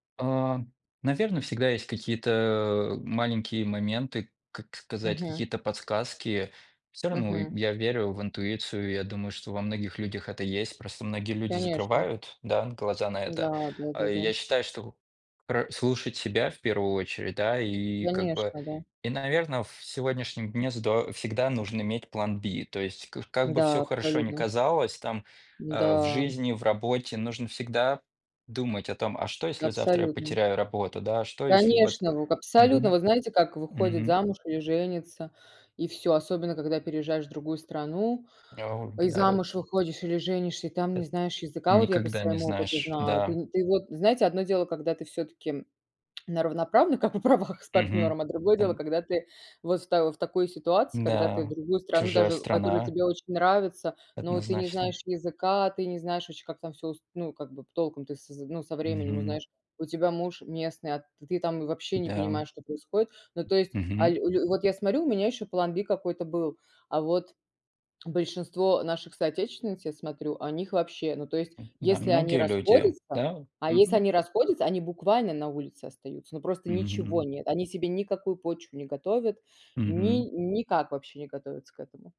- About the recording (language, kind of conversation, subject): Russian, unstructured, Как справляться с разочарованиями в жизни?
- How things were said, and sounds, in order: tapping; unintelligible speech; laughing while speaking: "правах"; "сморю" said as "смарю"